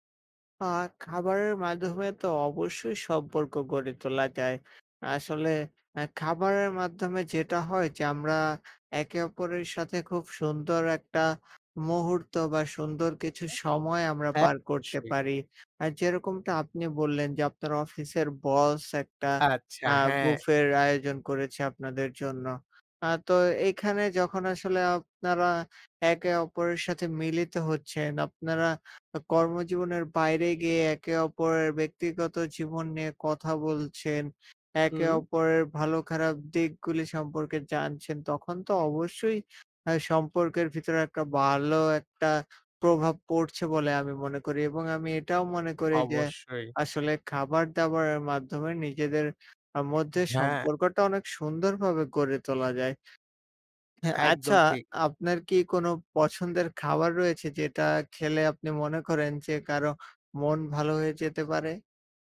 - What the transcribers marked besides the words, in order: tapping; "ভালো" said as "বালো"
- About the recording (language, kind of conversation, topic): Bengali, unstructured, আপনার মতে, খাবারের মাধ্যমে সম্পর্ক গড়ে তোলা কতটা গুরুত্বপূর্ণ?